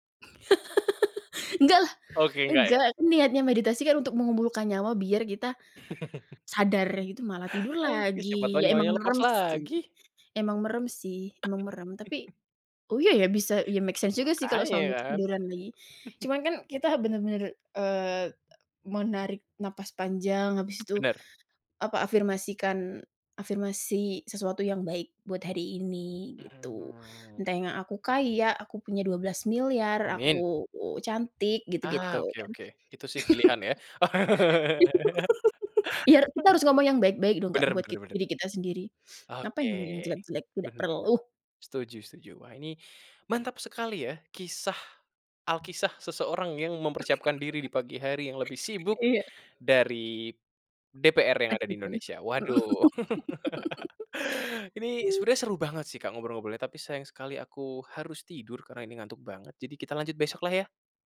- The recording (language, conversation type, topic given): Indonesian, podcast, Apa rutinitas pagi yang membuat harimu lebih produktif?
- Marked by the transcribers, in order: laugh; chuckle; chuckle; in English: "make sense"; chuckle; lip smack; other background noise; laugh; "Ya" said as "yar"; laugh; sniff; chuckle; laughing while speaking: "Iya"; laugh; laugh